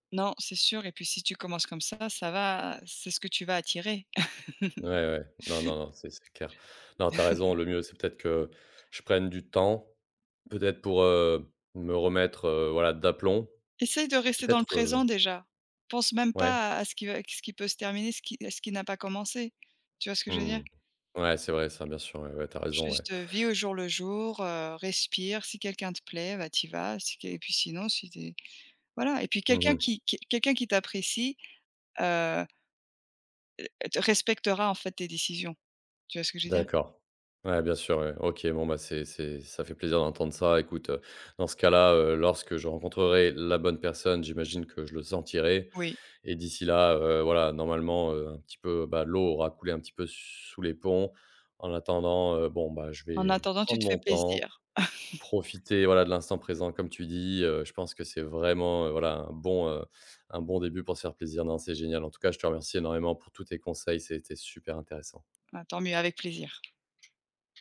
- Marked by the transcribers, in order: laugh; other background noise; stressed: "temps"; tapping; chuckle
- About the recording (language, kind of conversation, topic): French, advice, Comment surmonter la peur de se remettre en couple après une rupture douloureuse ?